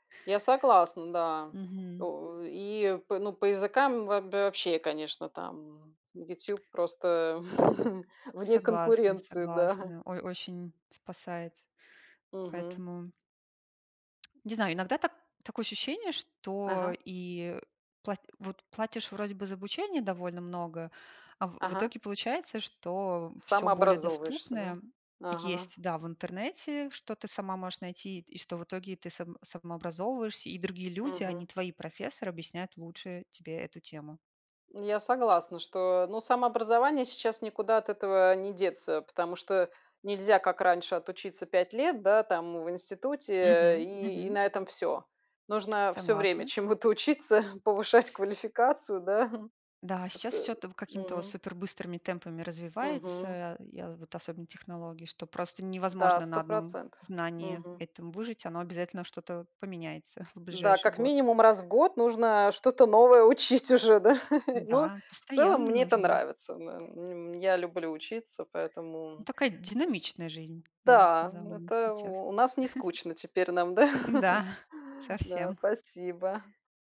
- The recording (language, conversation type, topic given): Russian, unstructured, Как интернет влияет на образование сегодня?
- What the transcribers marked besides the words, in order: chuckle; chuckle; other background noise; tapping; laughing while speaking: "чему-то учиться, повышать квалификацию"; chuckle; chuckle; laughing while speaking: "новое учить уже, да?"; chuckle; chuckle